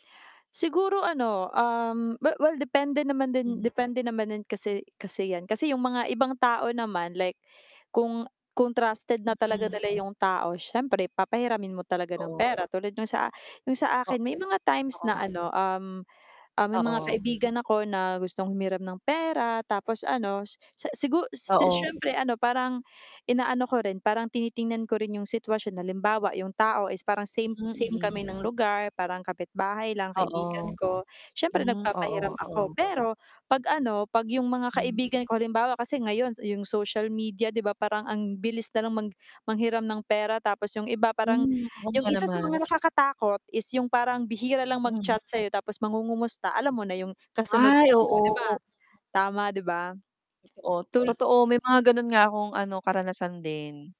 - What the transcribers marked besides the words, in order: other animal sound; static; distorted speech; mechanical hum
- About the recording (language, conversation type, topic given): Filipino, unstructured, Paano mo hinaharap ang taong palaging humihiram ng pera?